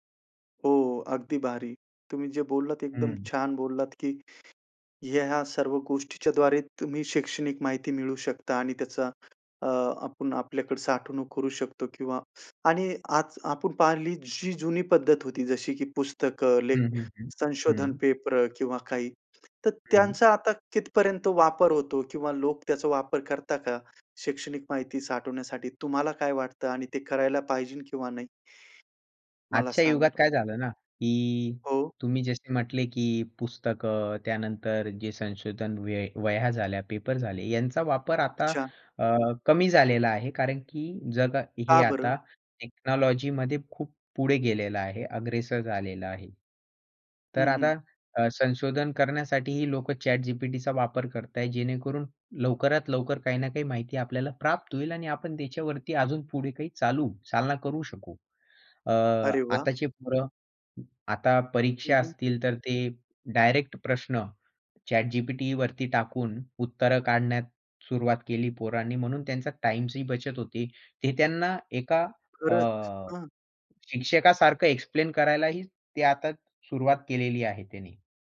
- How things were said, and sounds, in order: "पेपर" said as "पेप्र"; tapping; in English: "टेक्नॉलॉजीमध्ये"; other noise; in English: "एक्सप्लेन"
- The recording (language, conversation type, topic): Marathi, podcast, शैक्षणिक माहितीचा सारांश तुम्ही कशा पद्धतीने काढता?